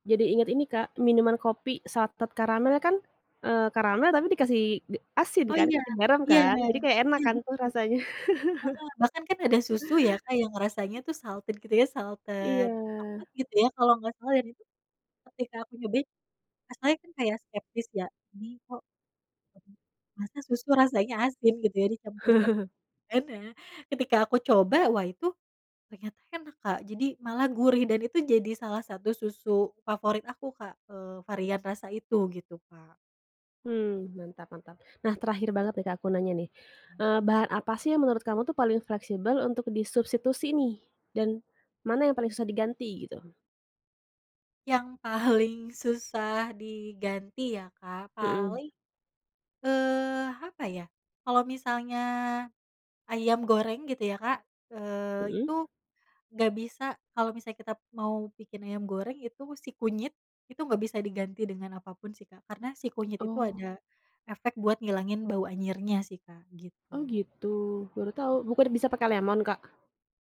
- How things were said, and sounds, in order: in English: "salted"; wind; laughing while speaking: "rasanya"; chuckle; in English: "salted"; in English: "salted"; other background noise; chuckle; other street noise
- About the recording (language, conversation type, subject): Indonesian, podcast, Pernahkah kamu mengimprovisasi resep karena kekurangan bahan?